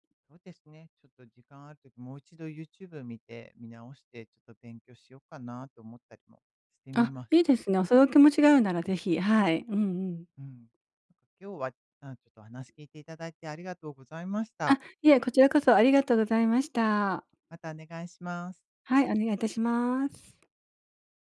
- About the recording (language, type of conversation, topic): Japanese, advice, 瞑想や呼吸法を続けられず、挫折感があるのですが、どうすれば続けられますか？
- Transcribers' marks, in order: none